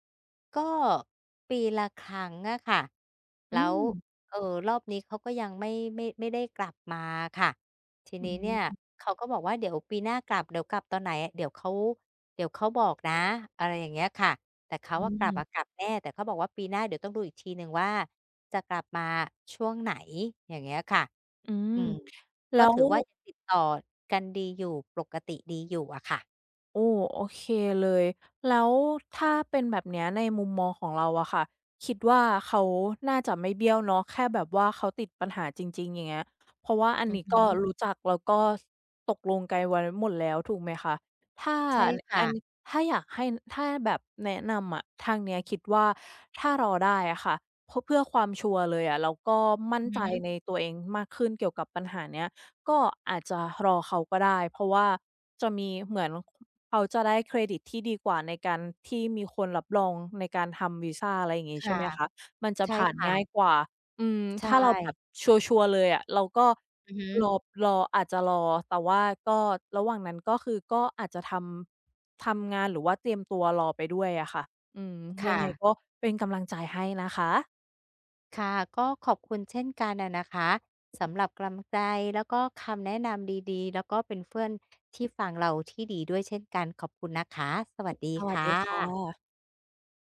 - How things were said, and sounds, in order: other noise; other background noise
- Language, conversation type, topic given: Thai, advice, ฉันรู้สึกกังวลกับอนาคตที่ไม่แน่นอน ควรทำอย่างไร?